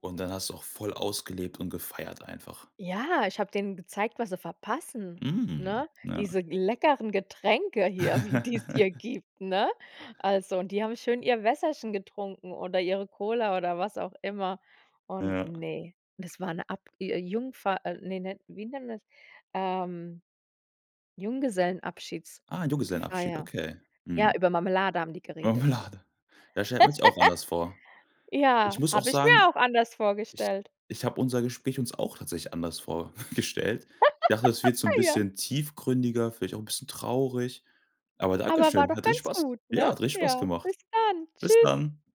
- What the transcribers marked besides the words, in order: joyful: "Getränke hier, wie die's hier gibt, ne?"; laugh; other background noise; laughing while speaking: "Marmelade"; laugh; laughing while speaking: "vorgestellt"; laugh; joyful: "Aber war doch ganz gut, ne? Ja, bis dann. Tschüss"
- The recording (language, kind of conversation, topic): German, podcast, Was tust du, wenn du dich ausgeschlossen fühlst?